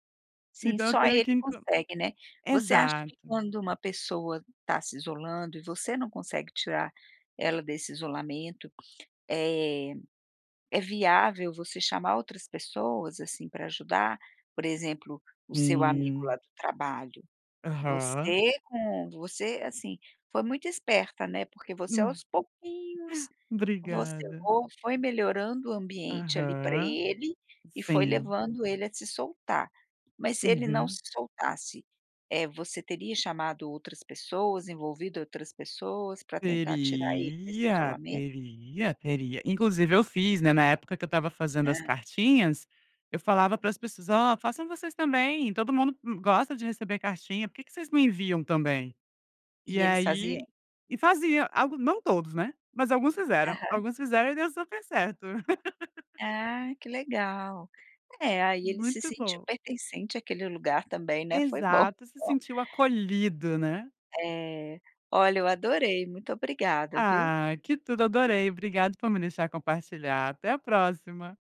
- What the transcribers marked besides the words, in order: laugh; stressed: "Teria"; laugh; chuckle
- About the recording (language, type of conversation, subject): Portuguese, podcast, Como apoiar um amigo que está se isolando?